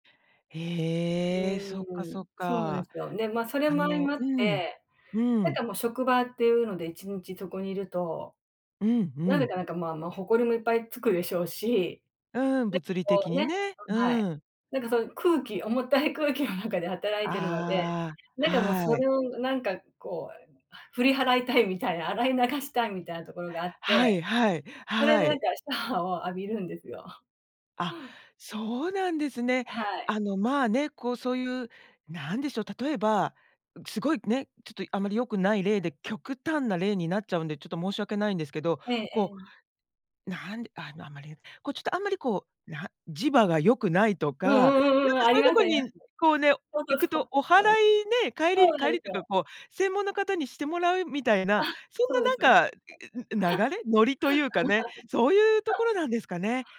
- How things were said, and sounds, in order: other background noise; laughing while speaking: "空気"; chuckle; laughing while speaking: "その通り"; laugh
- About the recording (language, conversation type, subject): Japanese, podcast, 仕事と私生活のオン・オフは、どう切り替えていますか？
- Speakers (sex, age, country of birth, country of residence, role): female, 50-54, Japan, United States, host; female, 60-64, Japan, Japan, guest